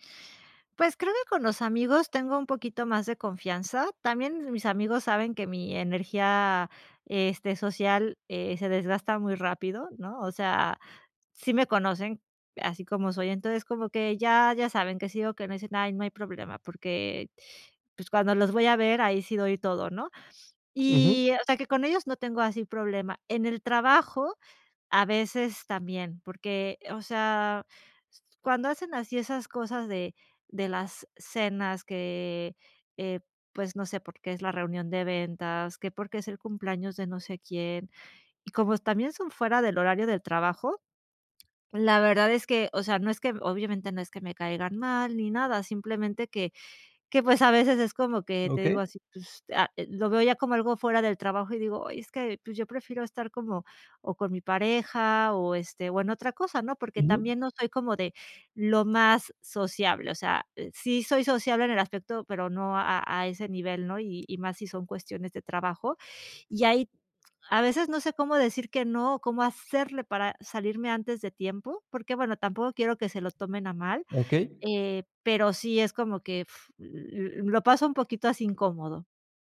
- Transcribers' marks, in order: other background noise
- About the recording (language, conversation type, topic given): Spanish, advice, ¿Cómo puedo decir que no a planes festivos sin sentirme mal?